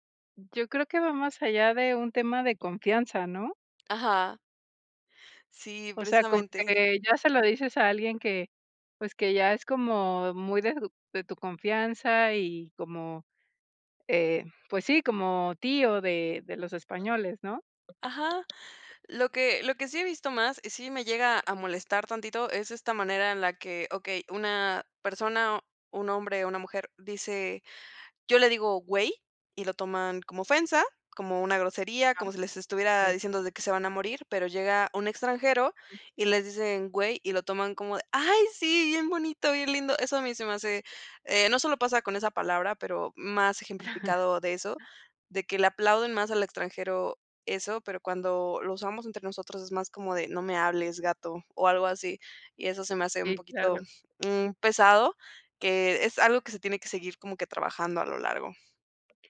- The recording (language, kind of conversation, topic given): Spanish, podcast, ¿Qué gestos son típicos en tu cultura y qué expresan?
- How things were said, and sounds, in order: tapping; other background noise; chuckle